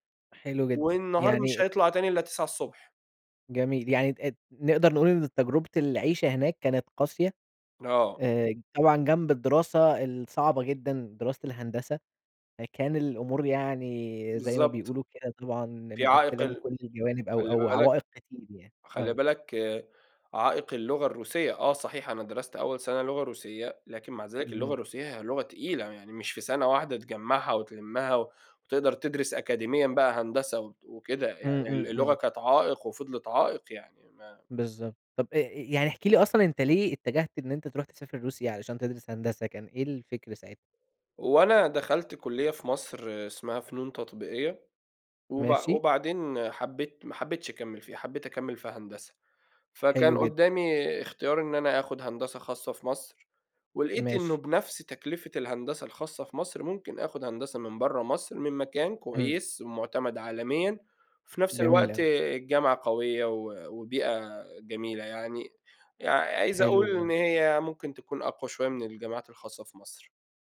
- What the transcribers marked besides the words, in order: none
- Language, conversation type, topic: Arabic, podcast, إمتى حسّيت إنك فخور جدًا بنفسك؟